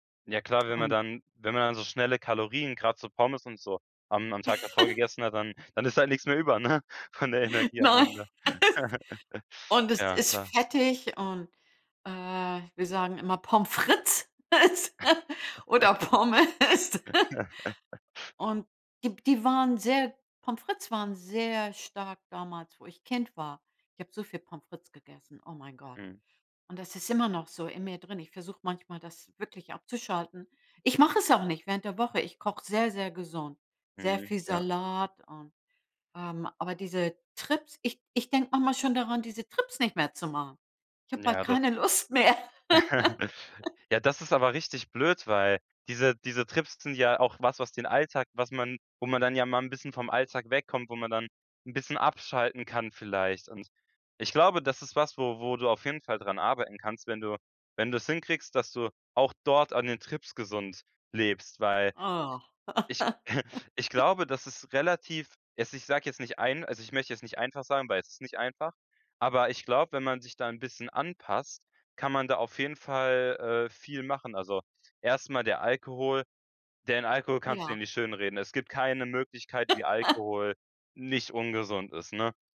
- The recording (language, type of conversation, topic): German, advice, Wie kann ich meine Routinen beibehalten, wenn Reisen oder Wochenenden sie komplett durcheinanderbringen?
- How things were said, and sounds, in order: chuckle; laughing while speaking: "Nein"; laughing while speaking: "über, ne, von der Energie"; chuckle; stressed: "frites"; chuckle; laughing while speaking: "Pommes"; chuckle; laugh; chuckle; laughing while speaking: "Lust mehr"; chuckle; snort; chuckle; chuckle